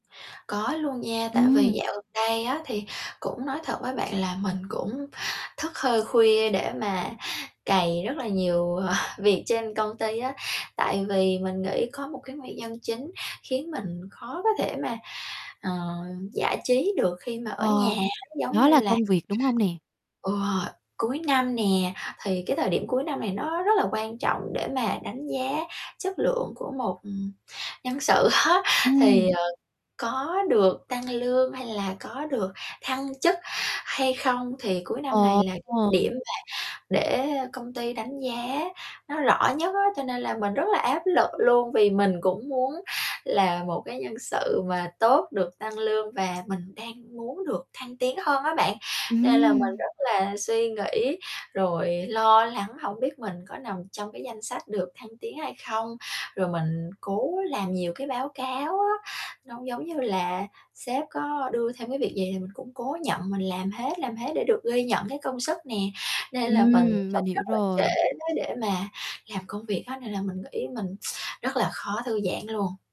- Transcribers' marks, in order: tapping; distorted speech; laughing while speaking: "ờ"; other background noise; laughing while speaking: "á"; other noise
- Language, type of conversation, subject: Vietnamese, advice, Vì sao tôi luôn cảm thấy căng thẳng khi cố gắng thư giãn ở nhà?